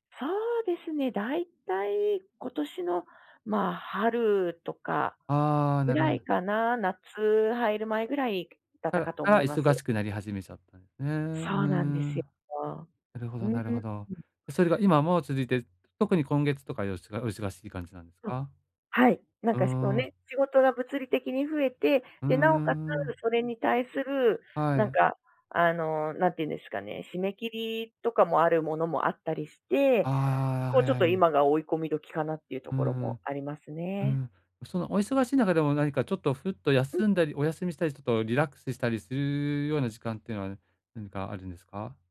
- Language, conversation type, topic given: Japanese, advice, 好きなことを無理なく続ける習慣をどうすれば作れますか？
- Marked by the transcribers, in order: other background noise